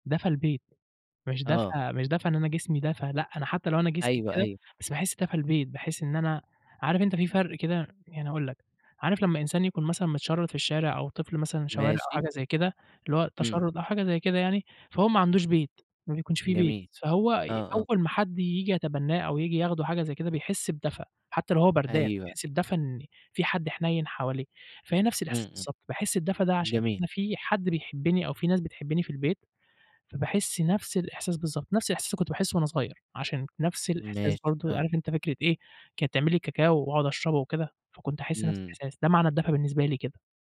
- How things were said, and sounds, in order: none
- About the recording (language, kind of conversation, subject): Arabic, podcast, إيه أكتر ذكرى بترجعلك أول ما تشم ريحة الأرض بعد المطر؟